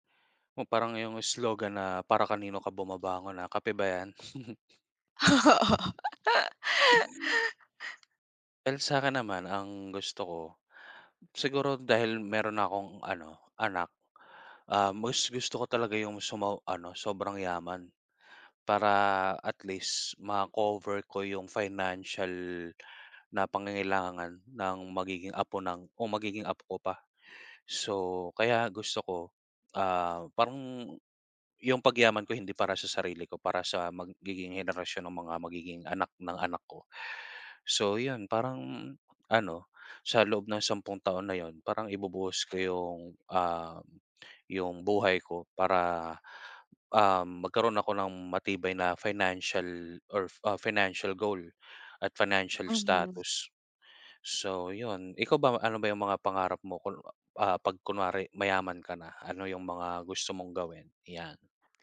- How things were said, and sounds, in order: other background noise; chuckle; tapping; laugh; unintelligible speech
- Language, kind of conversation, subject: Filipino, unstructured, Paano mo nakikita ang sarili mo sa loob ng sampung taon?